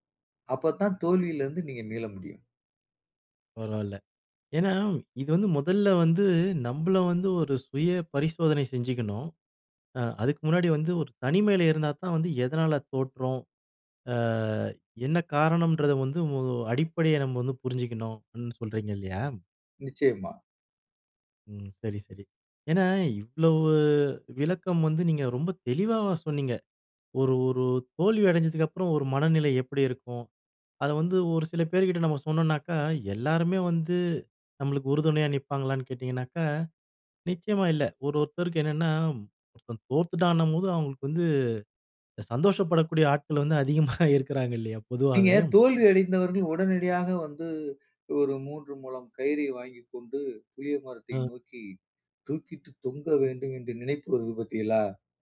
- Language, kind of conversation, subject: Tamil, podcast, தோல்வியால் மனநிலையை எப்படி பராமரிக்கலாம்?
- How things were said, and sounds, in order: "தெளிவா" said as "தெளிவாவா"; laughing while speaking: "சந்தோஷப்படக்கூடிய ஆட்கள் வந்து அதிகமா இருக்குறாங்கல்லையா பொதுவாவே"; inhale